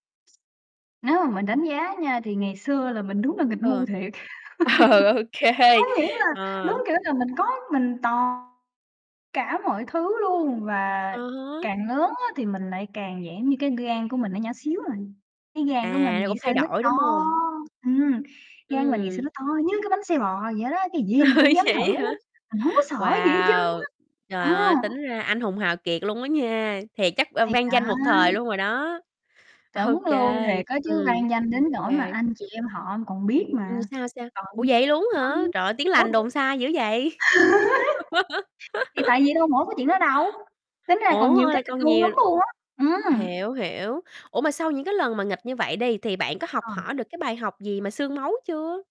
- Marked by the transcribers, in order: tapping; laughing while speaking: "Ờ, ô kê"; laugh; distorted speech; static; laughing while speaking: "Ơi"; laugh; laugh
- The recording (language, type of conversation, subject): Vietnamese, podcast, Bạn có còn nhớ lần tò mò lớn nhất hồi bé của mình không?